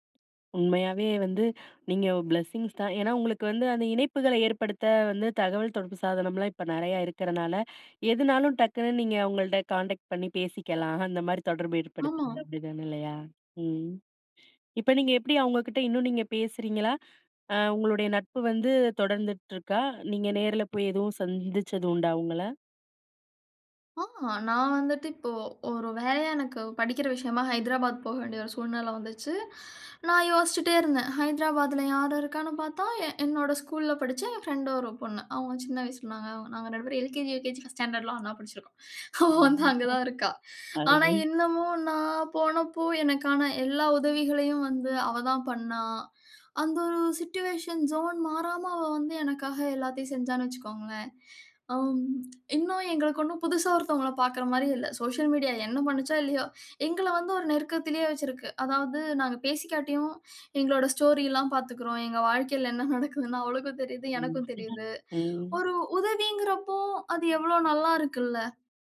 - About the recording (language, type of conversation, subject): Tamil, podcast, குழந்தைநிலையில் உருவான நட்புகள் உங்கள் தனிப்பட்ட வளர்ச்சிக்கு எவ்வளவு உதவின?
- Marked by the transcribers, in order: other noise; in English: "பிளெஸ்ஸிங்ஸ்"; other background noise; in English: "கான்டெக்ட்"; unintelligible speech; laughing while speaking: "அவ வந்து அங்க தான் இருக்கா"; in English: "சிட்யூவேஷன் ஜோன்"; in English: "சோசியல் மீடியா"; unintelligible speech